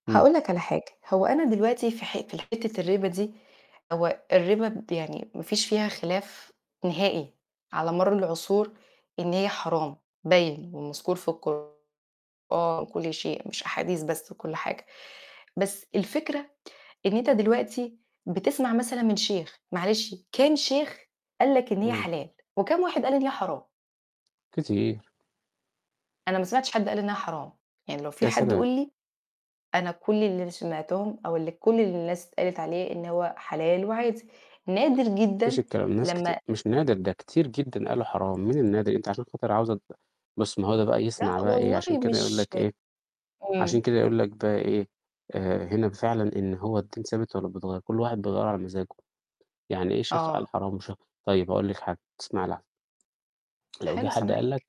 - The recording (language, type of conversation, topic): Arabic, unstructured, هل المفروض المعتقدات الدينية تتغير مع الزمن؟
- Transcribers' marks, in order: distorted speech; tapping; static